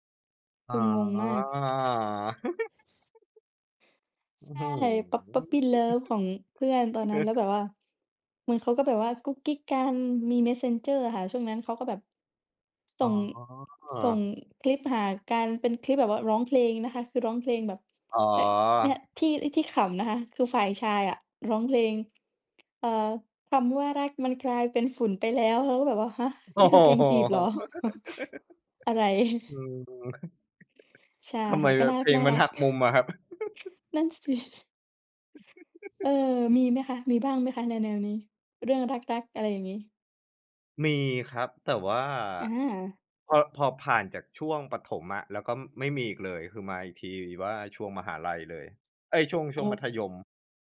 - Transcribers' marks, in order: other background noise; chuckle; chuckle; laughing while speaking: "โอ้โฮ"; laugh; chuckle; laughing while speaking: "นั่นสิ"; laugh; giggle
- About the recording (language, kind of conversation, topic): Thai, unstructured, เคยมีเหตุการณ์อะไรในวัยเด็กที่คุณอยากเล่าให้คนอื่นฟังไหม?